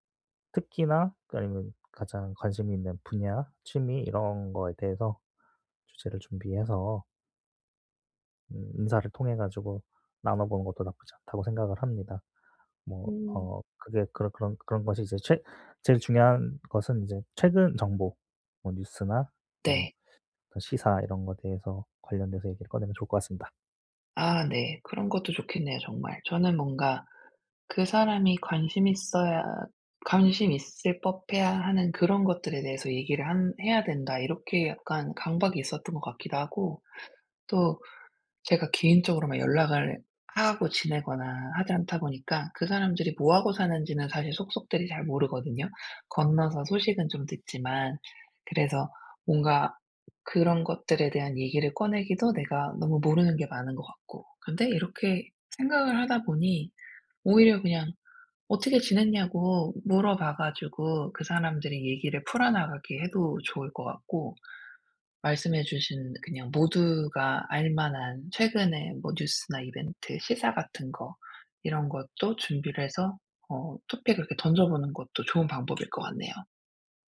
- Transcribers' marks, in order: other background noise; tapping
- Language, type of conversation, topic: Korean, advice, 파티나 모임에서 어색함을 자주 느끼는데 어떻게 하면 자연스럽게 어울릴 수 있을까요?